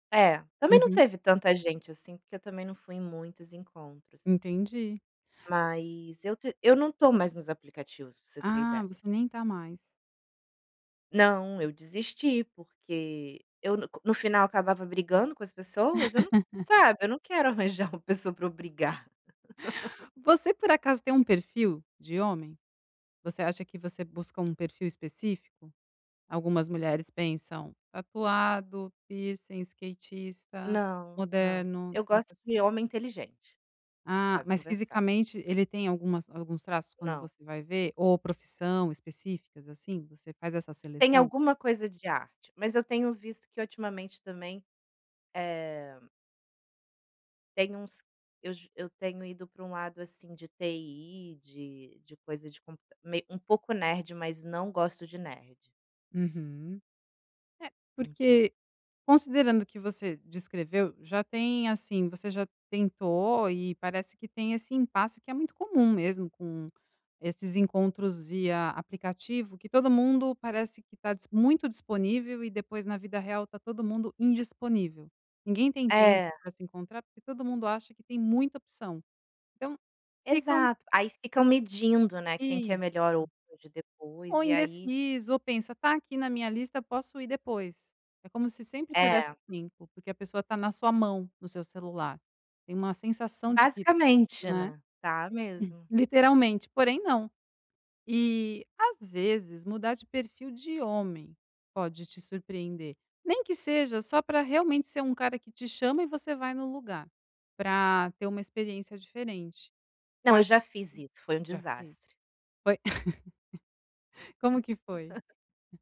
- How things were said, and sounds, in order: other background noise; laugh; laugh; tapping; in English: "nerd"; in English: "nerd"; chuckle; laugh
- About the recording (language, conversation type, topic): Portuguese, advice, Como posso superar o medo de iniciar encontros por insegurança pessoal?